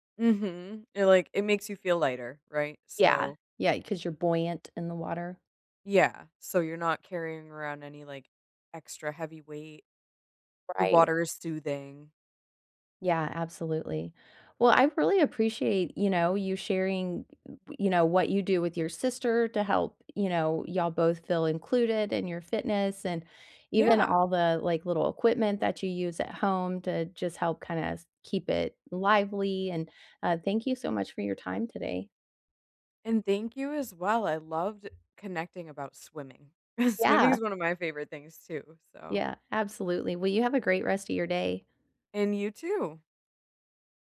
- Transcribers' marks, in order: other background noise; chuckle
- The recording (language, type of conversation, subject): English, unstructured, How can I make my gym welcoming to people with different abilities?
- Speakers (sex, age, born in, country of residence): female, 30-34, United States, United States; female, 45-49, United States, United States